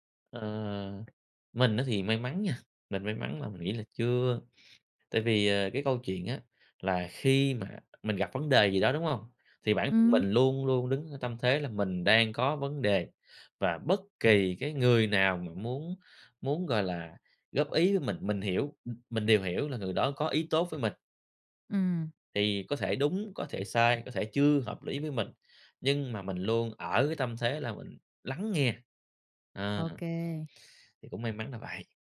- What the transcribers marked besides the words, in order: tapping
- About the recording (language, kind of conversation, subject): Vietnamese, podcast, Bạn nên làm gì khi người khác hiểu sai ý tốt của bạn?